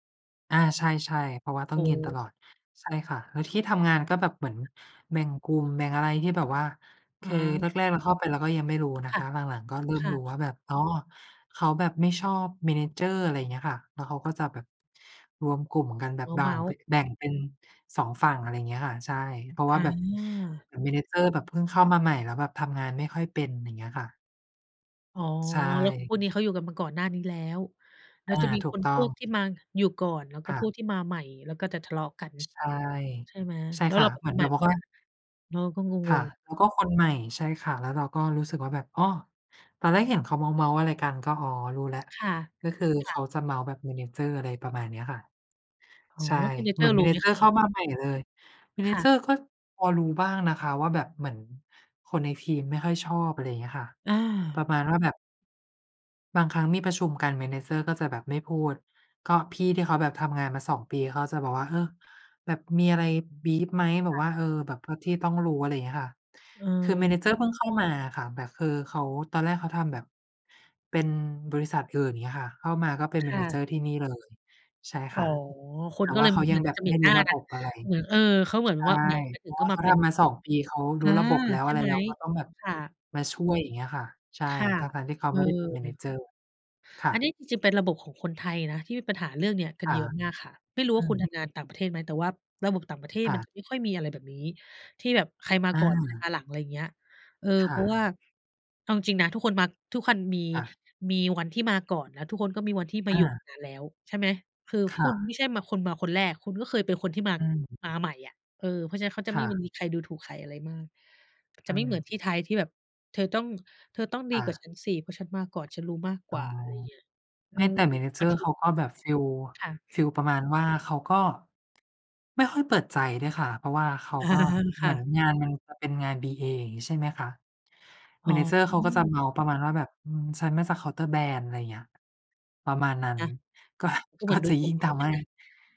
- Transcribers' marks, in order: tapping; other background noise; in English: "manager"; in English: "manager"; in English: "manager"; in English: "manager"; in English: "manager"; in English: "manager"; in English: "manager"; in English: "บรีฟ"; in English: "manager"; in English: "manager"; in English: "manager"; in English: "manager"; unintelligible speech; chuckle; in English: "manager"
- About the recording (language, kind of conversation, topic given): Thai, unstructured, คุณเคยรู้สึกท้อแท้กับงานไหม และจัดการกับความรู้สึกนั้นอย่างไร?